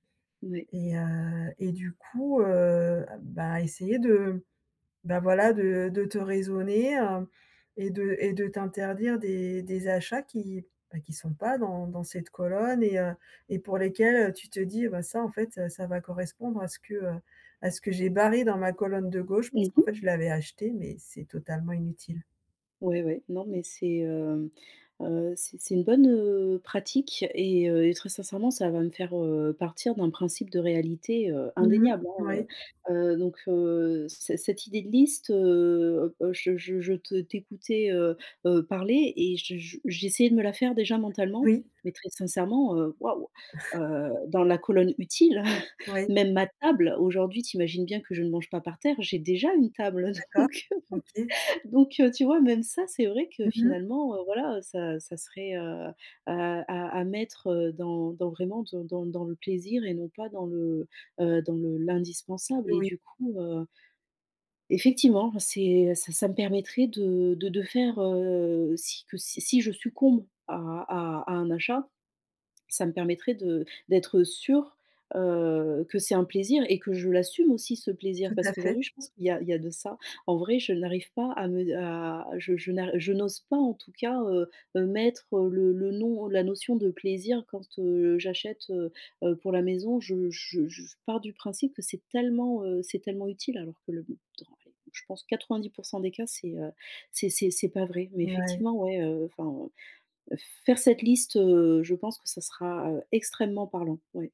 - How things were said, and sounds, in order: chuckle; unintelligible speech; laughing while speaking: "donc heu, bon"; stressed: "extrêmement"
- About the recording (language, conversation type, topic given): French, advice, Comment puis-je distinguer mes vrais besoins de mes envies d’achats matériels ?